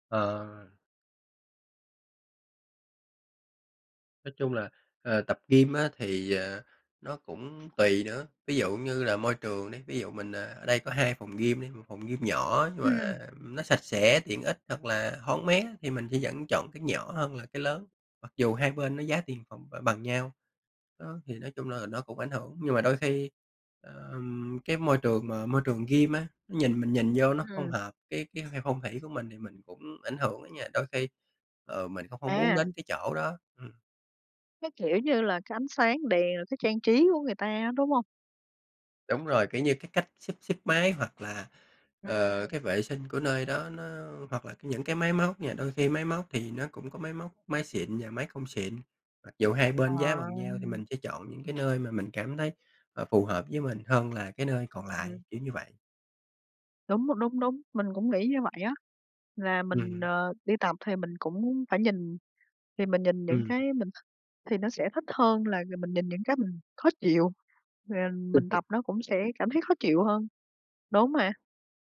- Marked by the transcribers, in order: tapping; chuckle
- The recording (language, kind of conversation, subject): Vietnamese, unstructured, Bạn có thể chia sẻ cách bạn duy trì động lực khi tập luyện không?